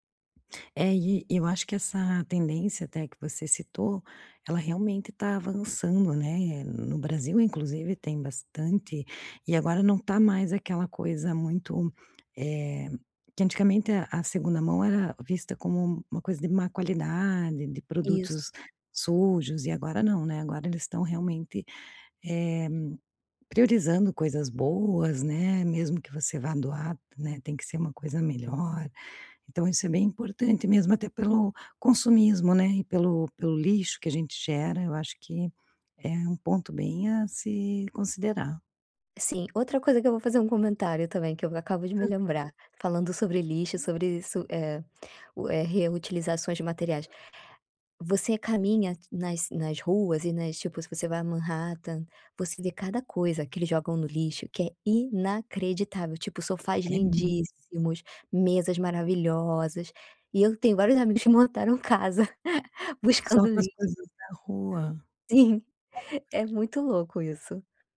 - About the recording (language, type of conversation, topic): Portuguese, podcast, Qual lugar você sempre volta a visitar e por quê?
- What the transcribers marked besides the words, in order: lip smack; unintelligible speech; laugh; laughing while speaking: "Sim"; other background noise